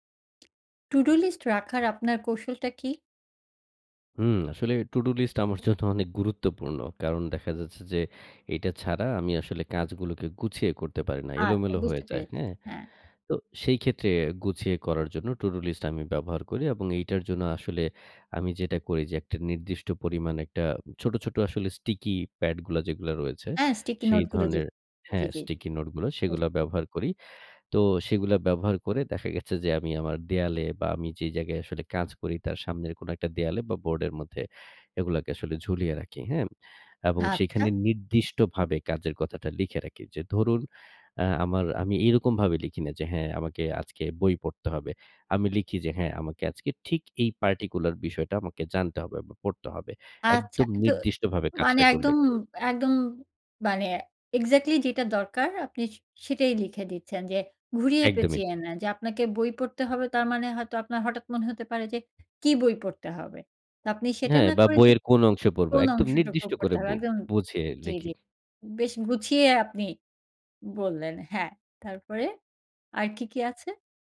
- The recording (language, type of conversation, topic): Bengali, podcast, টু-ডু লিস্ট কীভাবে গুছিয়ে রাখেন?
- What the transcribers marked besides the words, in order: in English: "particular"